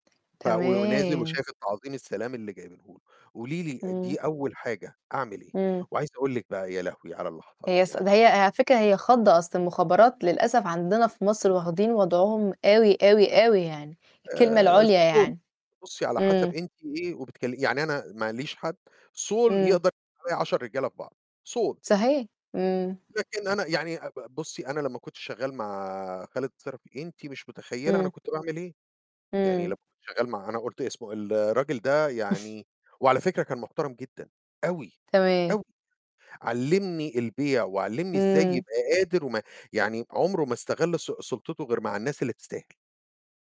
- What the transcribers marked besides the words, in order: tapping; distorted speech; chuckle; stressed: "أوي، أوي"
- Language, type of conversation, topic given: Arabic, unstructured, إيه أهمية إن يبقى عندنا صندوق طوارئ مالي؟